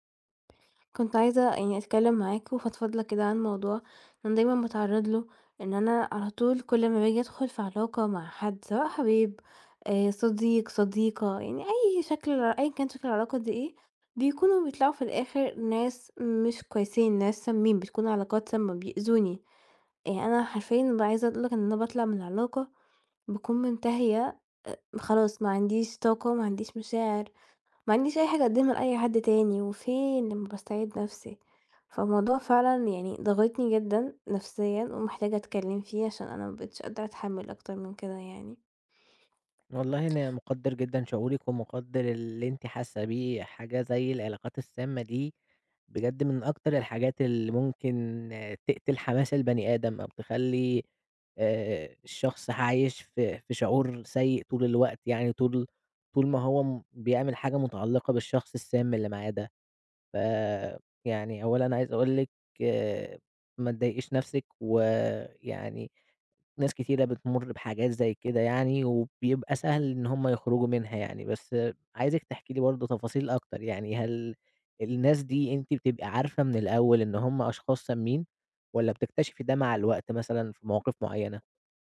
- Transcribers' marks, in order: none
- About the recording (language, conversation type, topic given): Arabic, advice, ليه بقبل أدخل في علاقات مُتعبة تاني وتالت؟